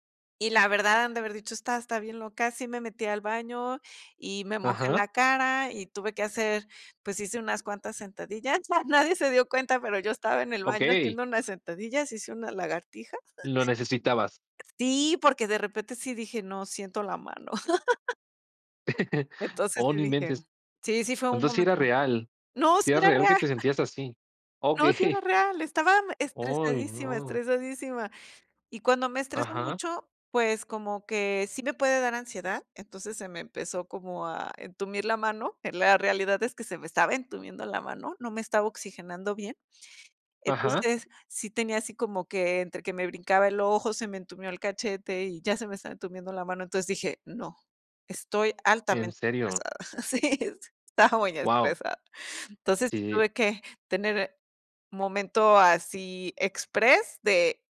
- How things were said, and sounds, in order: laugh; chuckle; other noise; laugh; chuckle; chuckle; laughing while speaking: "Okey"; laughing while speaking: "Sí, estaba muy estresada"
- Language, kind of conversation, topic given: Spanish, podcast, ¿Cómo manejas el estrés cuando se te acumula el trabajo?